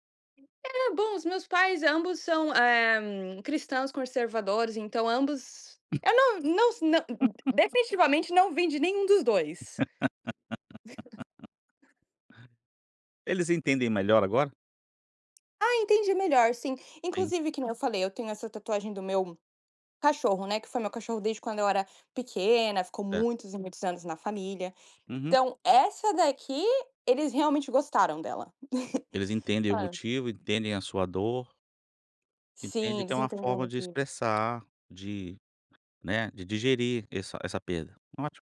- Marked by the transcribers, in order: laugh; laugh; chuckle; tapping; chuckle
- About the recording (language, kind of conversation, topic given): Portuguese, podcast, O que o seu estilo pessoal diz sobre você?